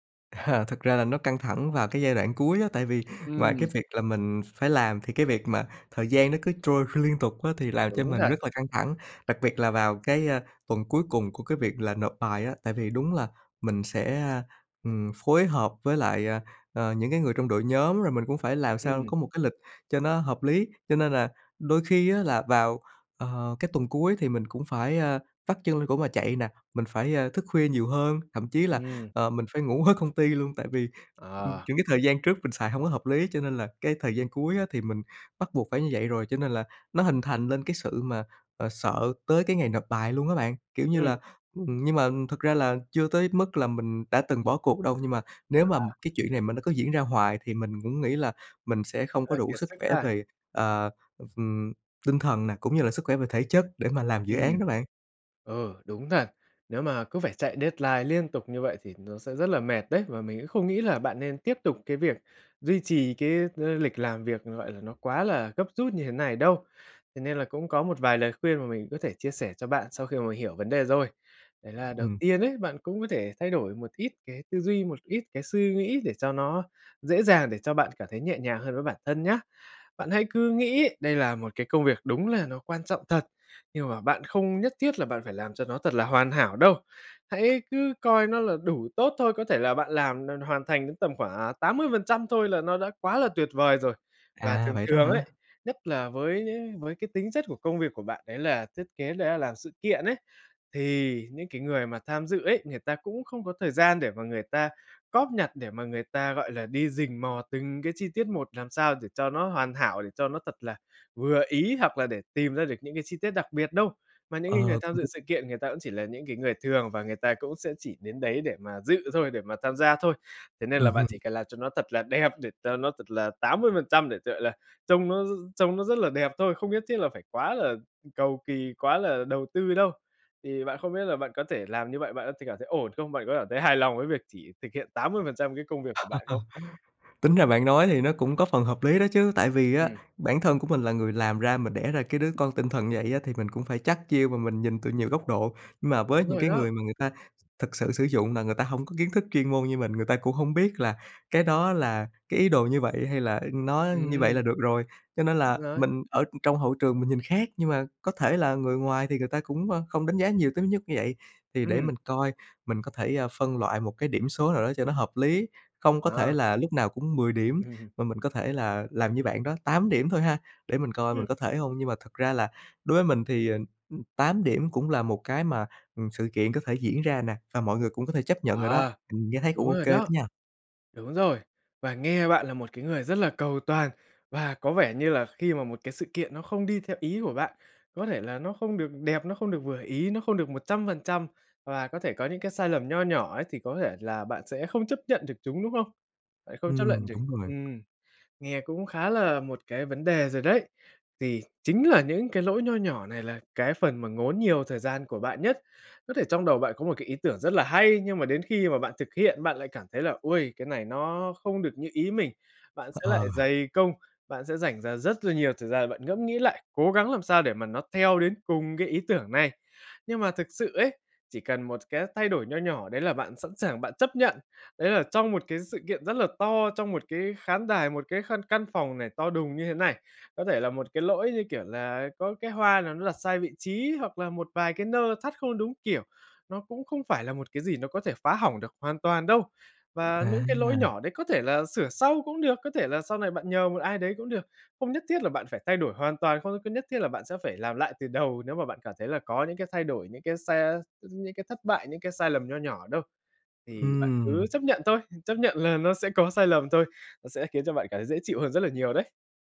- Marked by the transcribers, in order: laughing while speaking: "À"; tapping; other background noise; laughing while speaking: "ở"; in English: "deadline"; laugh; chuckle
- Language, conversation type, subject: Vietnamese, advice, Chủ nghĩa hoàn hảo làm chậm tiến độ